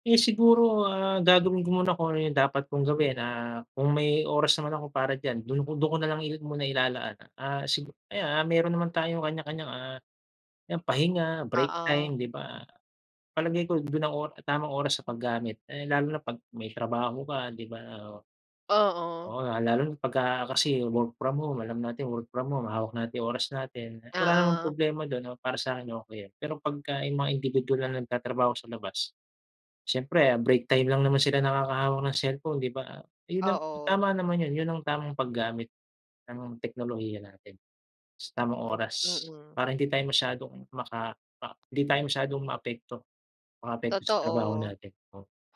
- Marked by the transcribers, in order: other background noise
- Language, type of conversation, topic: Filipino, unstructured, Paano nakatulong ang teknolohiya sa mga pang-araw-araw mong gawain?